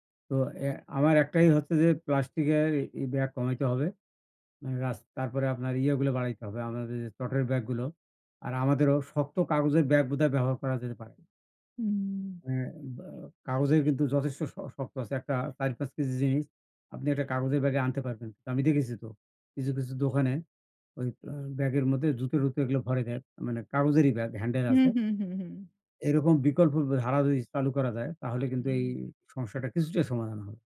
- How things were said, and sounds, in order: tapping
- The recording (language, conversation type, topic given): Bengali, unstructured, প্লাস্টিক দূষণ কেন এত বড় সমস্যা?